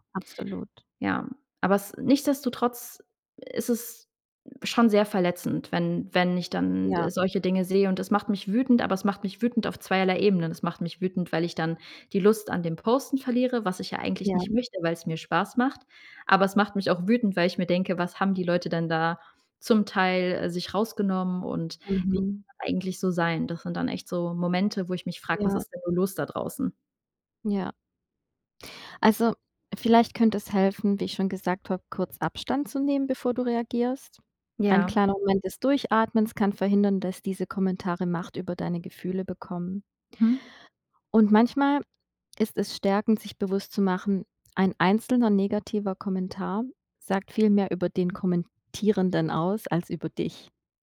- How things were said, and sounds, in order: unintelligible speech
- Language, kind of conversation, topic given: German, advice, Wie kann ich damit umgehen, dass mich negative Kommentare in sozialen Medien verletzen und wütend machen?